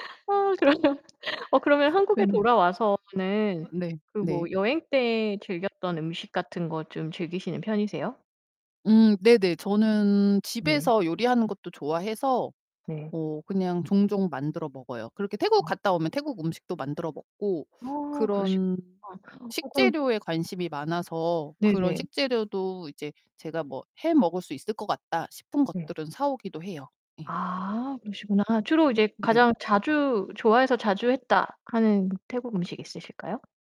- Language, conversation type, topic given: Korean, podcast, 여행 중 가장 기억에 남는 순간은 언제였나요?
- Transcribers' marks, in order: tapping; laughing while speaking: "그러면"; other background noise; distorted speech